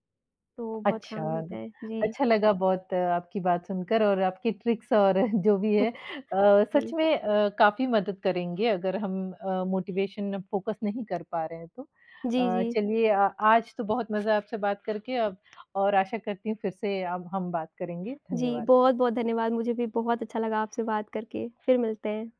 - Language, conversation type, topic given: Hindi, podcast, शुरुआत में जब प्रेरणा कम हो, तो आप अपना ध्यान कैसे बनाए रखते हैं?
- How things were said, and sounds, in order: in English: "ट्रिक्स"; laughing while speaking: "और जो भी है"; chuckle; tapping; in English: "मोटिवेशन फोकस"